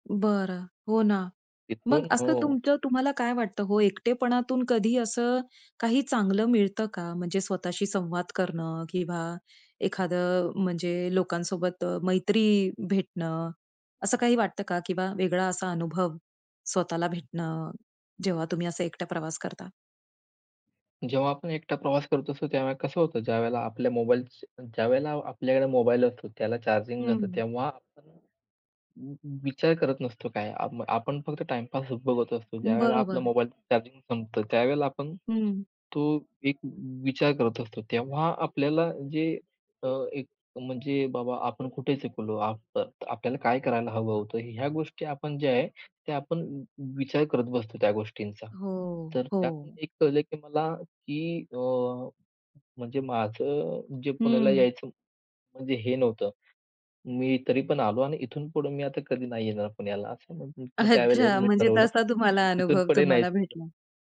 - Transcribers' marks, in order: tapping; in English: "मोबाईल"; in English: "मोबाईल"; in English: "चार्जिंग"; chuckle; in English: "मोबाईलचं चार्जिंग"; chuckle
- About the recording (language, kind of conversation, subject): Marathi, podcast, एकट्याने प्रवास करताना लोक एकटेपणाला कसे सामोरे जातात?